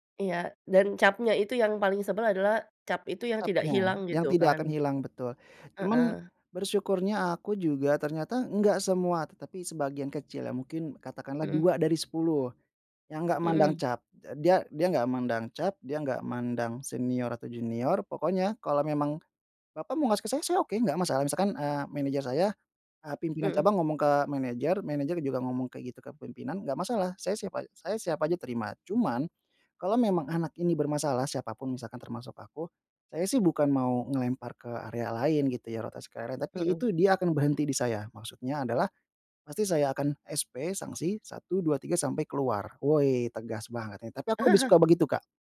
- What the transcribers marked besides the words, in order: chuckle; tapping
- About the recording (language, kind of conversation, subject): Indonesian, podcast, Bagaimana kamu menghadapi tekanan sosial saat harus mengambil keputusan?